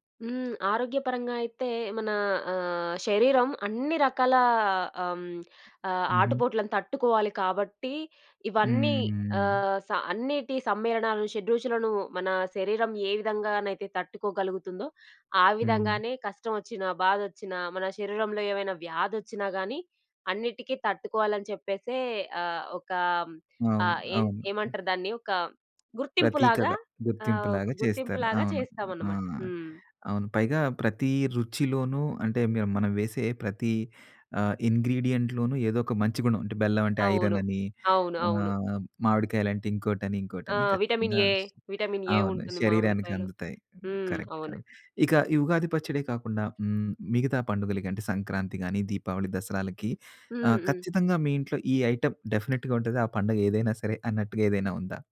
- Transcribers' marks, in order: other background noise; other noise; tapping; in English: "ఇంగ్రీడియెంట్‌లోనూ"; in English: "విటమిన్ ఏ. విటమిన్ ఏ"; in English: "కరెక్ట్. కరెక్ట్"; in English: "ఐటెమ్ డెఫనెట్‌గా"
- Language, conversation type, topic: Telugu, podcast, పండుగ కోసం మీరు ఇంట్లో తయారు చేసే అచారాలు లేదా పచ్చడుల గురించి చెప్పగలరా?